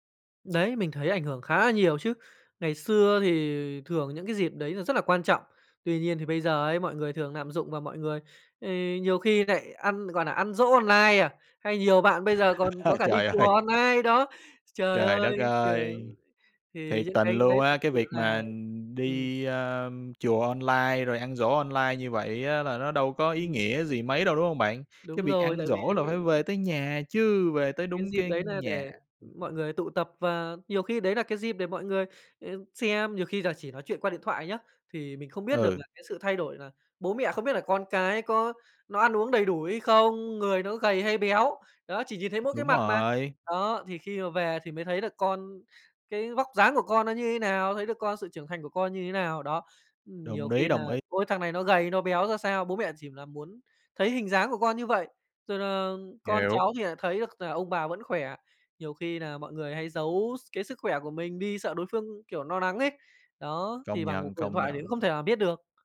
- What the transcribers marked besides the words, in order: laugh; laughing while speaking: "ơi!"; "online" said as "on nai"; "ý" said as "đí"
- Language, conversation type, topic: Vietnamese, podcast, Bạn nghĩ mạng xã hội đã thay đổi cách bạn giữ liên lạc với mọi người như thế nào?